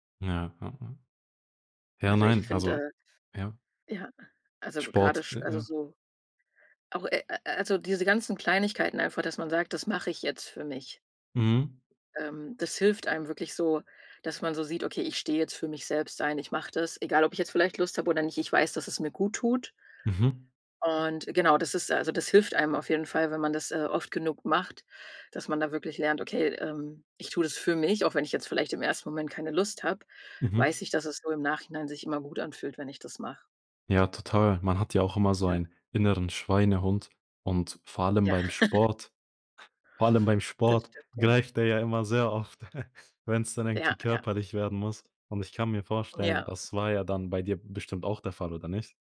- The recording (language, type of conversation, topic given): German, podcast, Wie kannst du dich selbst besser kennenlernen?
- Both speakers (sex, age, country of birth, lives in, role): female, 30-34, Germany, Germany, guest; male, 20-24, Germany, Germany, host
- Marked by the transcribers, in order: tapping; chuckle; chuckle; other background noise